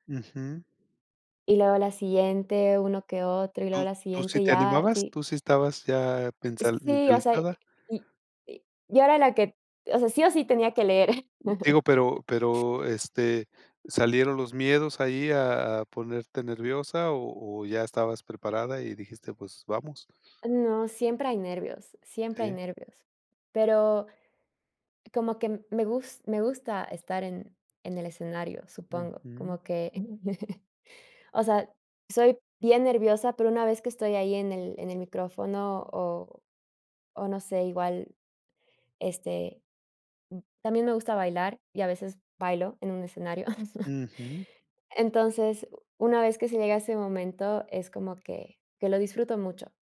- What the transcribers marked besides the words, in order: other background noise; chuckle; chuckle; chuckle
- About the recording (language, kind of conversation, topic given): Spanish, podcast, ¿Cómo aprovechas las limitaciones para impulsar tu creatividad?